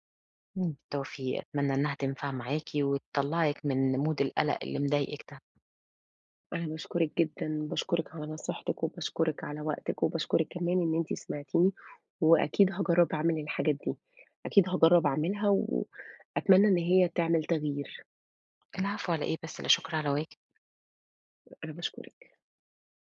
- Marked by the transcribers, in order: in English: "mood"; tapping; other noise
- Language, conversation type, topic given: Arabic, advice, إزاي أتعامل مع قلقي لما بفكر أستكشف أماكن جديدة؟